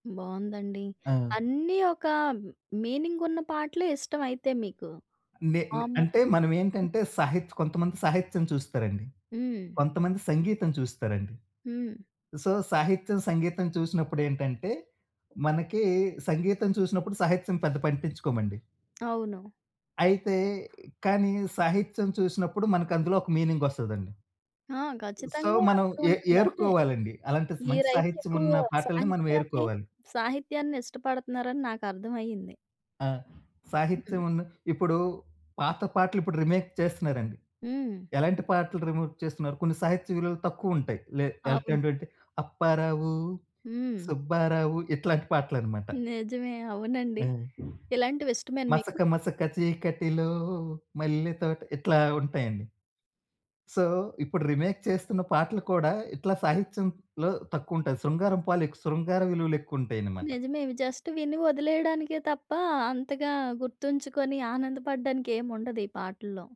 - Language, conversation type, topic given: Telugu, podcast, ముందు మీకు ఏ పాటలు ఎక్కువగా ఇష్టంగా ఉండేవి, ఇప్పుడు మీరు ఏ పాటలను ఎక్కువగా ఇష్టపడుతున్నారు?
- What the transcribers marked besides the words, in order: other background noise; in English: "సో"; tapping; in English: "సో"; in English: "రీమేక్"; in English: "రీమేక్"; singing: "అప్పారావు, సుబ్బారావు"; singing: "మసక మసక చీకటిలో మల్లెతోట"; in English: "సో"; in English: "రీమేక్"; in English: "జస్ట్"